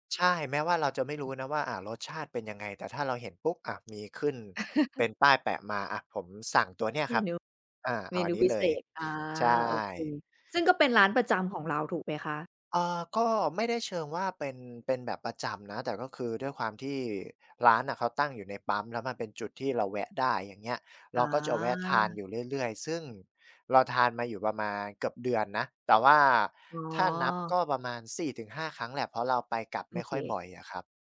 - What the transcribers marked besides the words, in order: other background noise; chuckle
- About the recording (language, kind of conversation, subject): Thai, podcast, งานอดิเรกอะไรที่คุณอยากแนะนำให้คนอื่นลองทำดู?